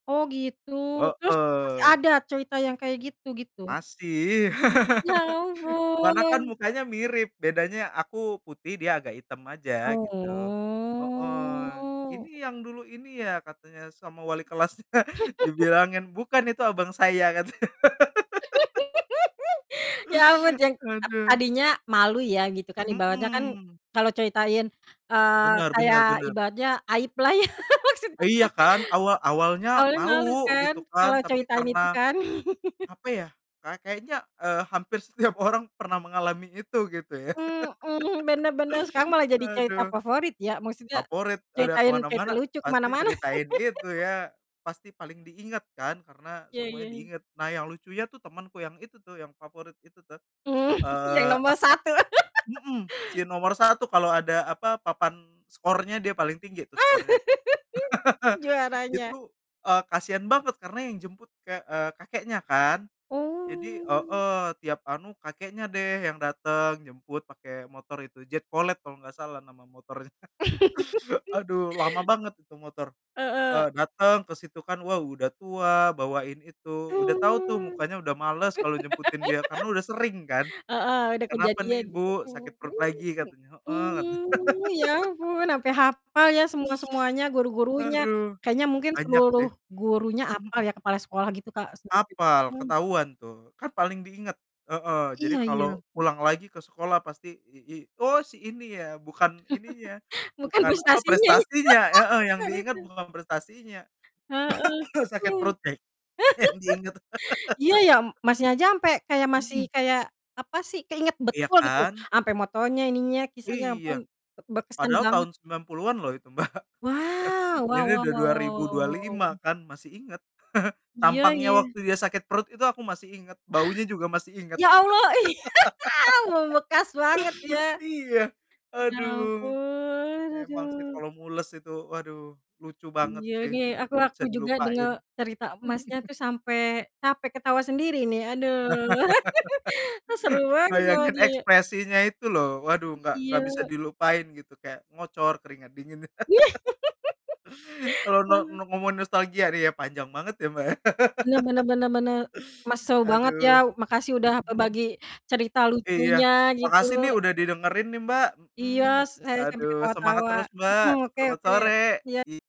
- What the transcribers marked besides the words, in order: distorted speech; laugh; drawn out: "ampun"; drawn out: "Oh"; laughing while speaking: "kelasnya"; chuckle; laughing while speaking: "katanya"; giggle; laugh; laughing while speaking: "ya, maksudnya kan"; laugh; laughing while speaking: "setiap"; laugh; laughing while speaking: "mana-mana"; laugh; chuckle; laugh; laugh; drawn out: "Oh"; laughing while speaking: "motornya"; laugh; laugh; drawn out: "Mmm"; laugh; unintelligible speech; chuckle; laugh; sigh; laugh; cough; laughing while speaking: "yang diingat"; laugh; laughing while speaking: "Mbak"; chuckle; chuckle; gasp; surprised: "Ya Allah, ih!"; laugh; chuckle; laugh; laugh; "no ngomongin" said as "nokngomon"; laugh
- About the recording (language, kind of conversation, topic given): Indonesian, unstructured, Kenangan lucu apa yang selalu kamu ingat?